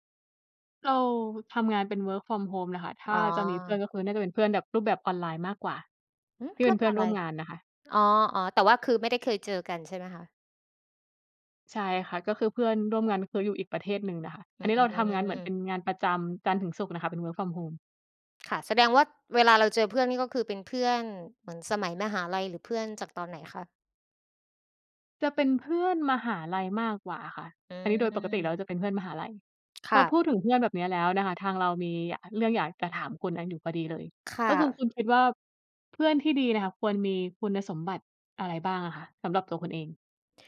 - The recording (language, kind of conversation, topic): Thai, unstructured, เพื่อนที่ดีที่สุดของคุณเป็นคนแบบไหน?
- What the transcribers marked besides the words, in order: in English: "work from home"; in English: "work from home"